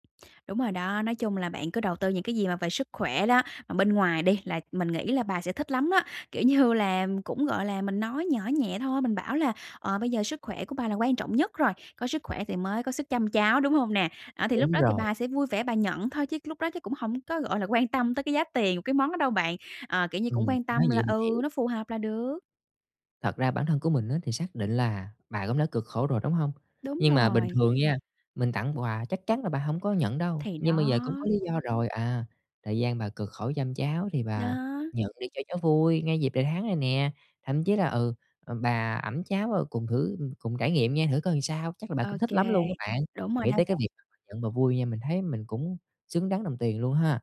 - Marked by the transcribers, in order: tapping
- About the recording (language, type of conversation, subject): Vietnamese, advice, Làm thế nào để chọn quà tặng phù hợp cho mẹ?